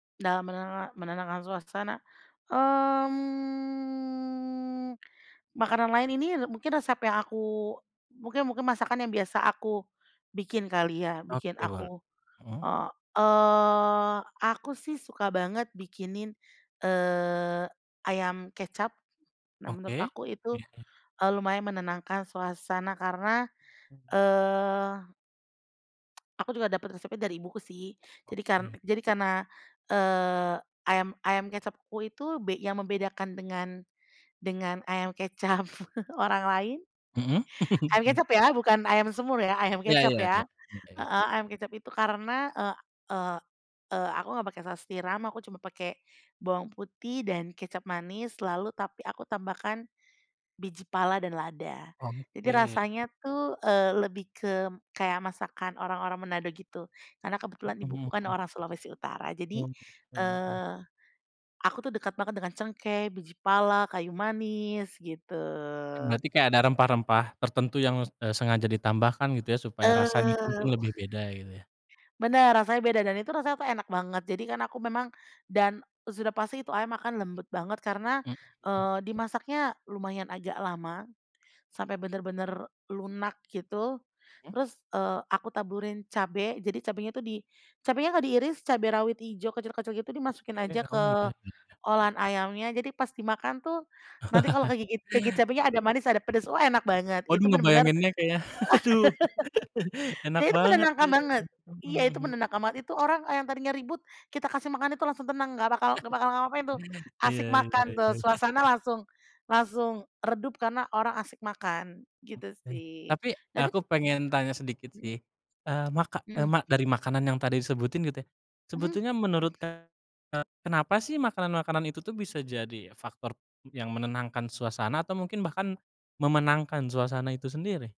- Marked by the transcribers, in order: tapping; drawn out: "mmm"; other background noise; tongue click; chuckle; laugh; chuckle; chuckle; chuckle
- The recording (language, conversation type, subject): Indonesian, podcast, Bisa ceritakan resep sederhana yang selalu berhasil menenangkan suasana?